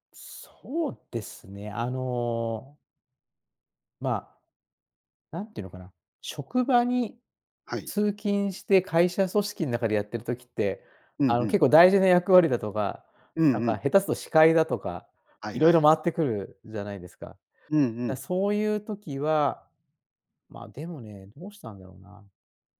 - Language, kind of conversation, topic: Japanese, podcast, 服で気分を変えるコツってある？
- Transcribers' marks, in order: other background noise